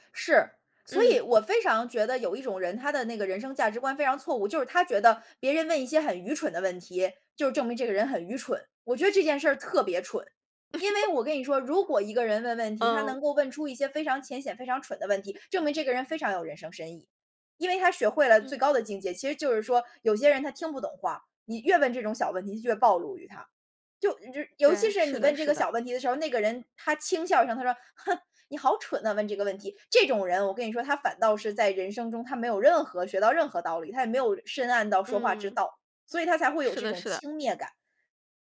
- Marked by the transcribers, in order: laugh
- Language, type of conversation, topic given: Chinese, podcast, 你从大自然中学到了哪些人生道理？